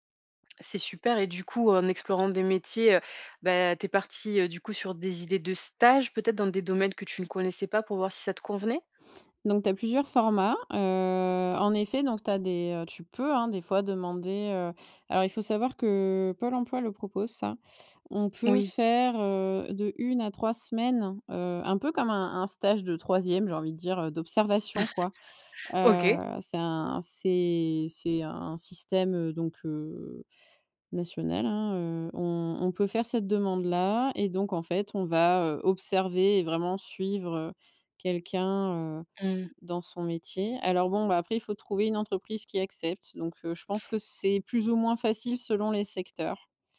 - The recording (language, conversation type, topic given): French, podcast, Comment peut-on tester une idée de reconversion sans tout quitter ?
- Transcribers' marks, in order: other background noise; drawn out: "Heu"; chuckle; tapping